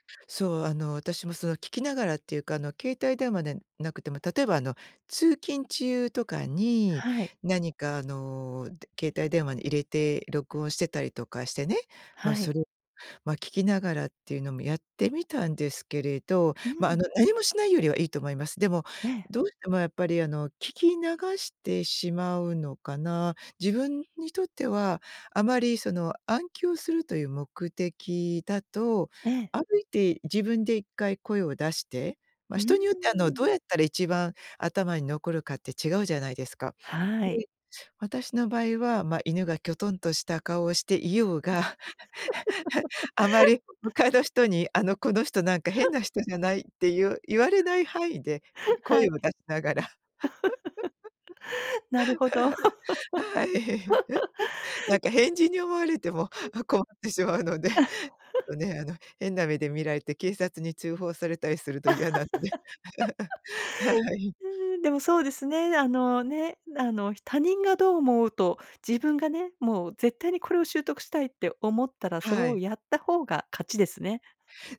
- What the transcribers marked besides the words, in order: tapping; laugh; laugh; laugh; laugh; laugh; laugh; other noise
- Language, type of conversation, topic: Japanese, podcast, 時間がないとき、効率よく学ぶためにどんな工夫をしていますか？